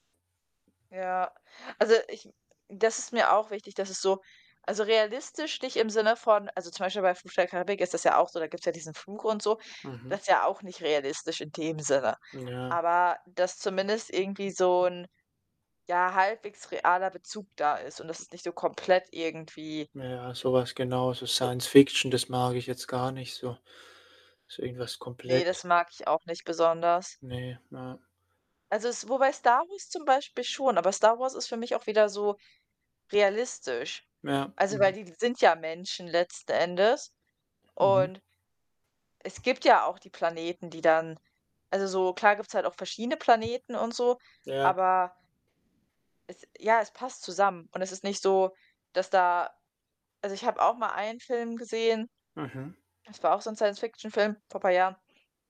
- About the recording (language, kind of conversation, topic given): German, unstructured, Was macht für dich einen guten Film aus?
- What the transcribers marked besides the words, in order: static; tapping; other background noise; distorted speech